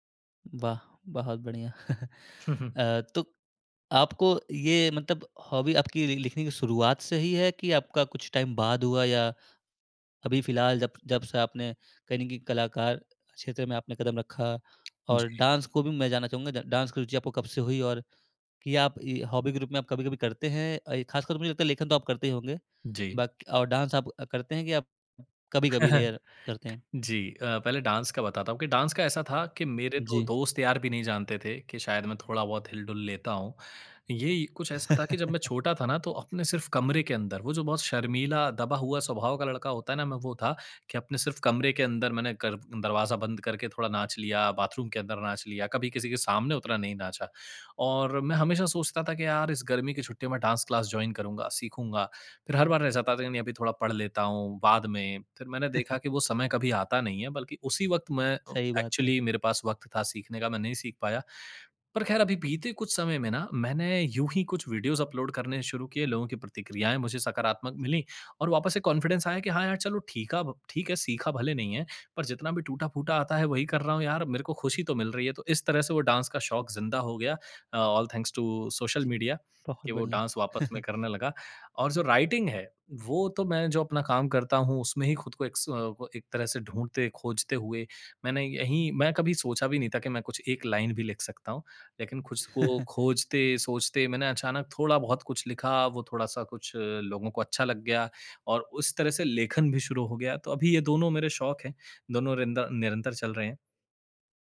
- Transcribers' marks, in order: chuckle; in English: "हॉबी"; in English: "टाइम"; tapping; in English: "डांस"; in English: "डा डांस"; in English: "हॉबी"; in English: "डांस"; chuckle; in English: "रेयर"; in English: "डांस"; in English: "डांस"; chuckle; in English: "बाथरूम"; in English: "डांस क्लास जॉइन"; chuckle; in English: "एक्चुअली"; in English: "वीडियोज़ अपलोड"; in English: "कॉन्फिडेंस"; in English: "डांस"; in English: "ऑल थैंक्स टू"; chuckle; in English: "डांस"; in English: "राइटिंग"; chuckle
- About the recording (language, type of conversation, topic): Hindi, podcast, किस शौक में आप इतना खो जाते हैं कि समय का पता ही नहीं चलता?